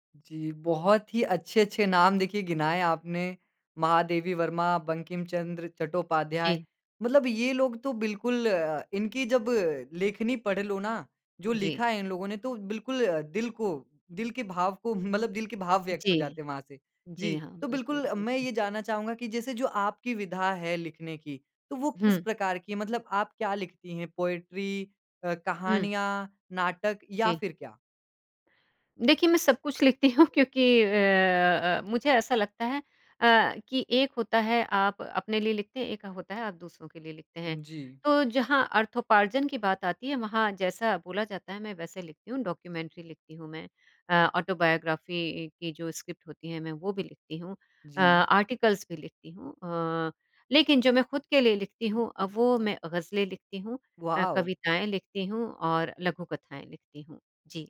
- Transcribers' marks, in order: in English: "पोएट्री"; laughing while speaking: "लिखती हूँ"; in English: "डॉक्यूमेंट्री"; in English: "ऑटोबायोग्राफ़ी"; in English: "स्क्रिप्ट"; in English: "आर्टिकल्स"; in English: "वॉव!"
- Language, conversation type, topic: Hindi, podcast, क्या आप अपने काम को अपनी पहचान मानते हैं?